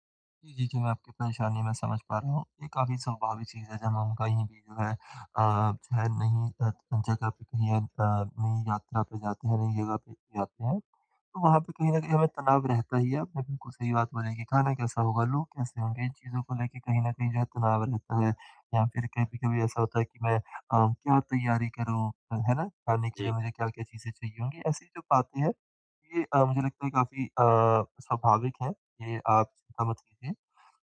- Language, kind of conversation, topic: Hindi, advice, यात्रा से पहले तनाव कैसे कम करें और मानसिक रूप से कैसे तैयार रहें?
- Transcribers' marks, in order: none